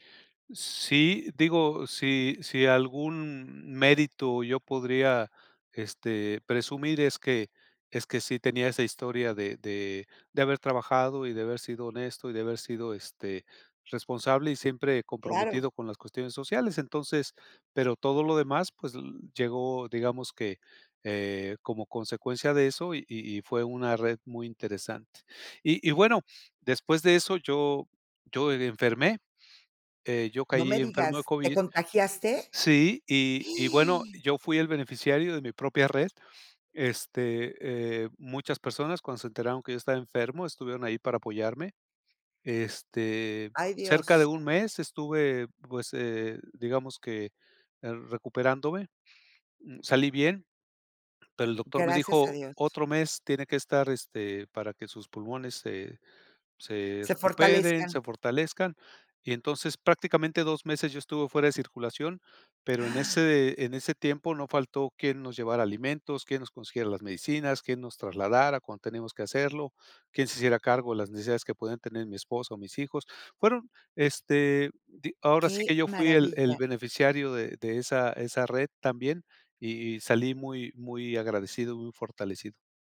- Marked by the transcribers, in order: gasp; gasp
- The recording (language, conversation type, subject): Spanish, podcast, ¿Cómo fue que un favor pequeño tuvo consecuencias enormes para ti?